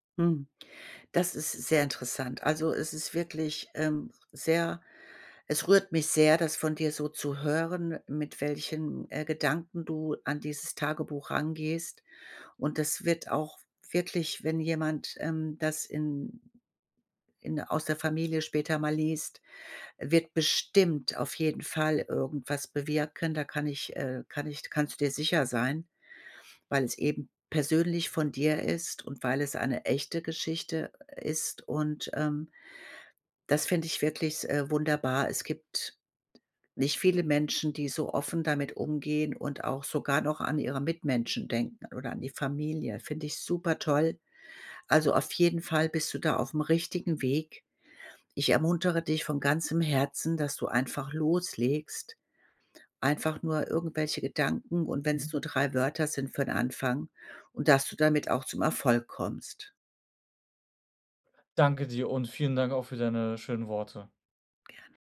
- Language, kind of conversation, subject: German, advice, Wie kann mir ein Tagebuch beim Reflektieren helfen?
- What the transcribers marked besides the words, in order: other background noise; stressed: "bestimmt"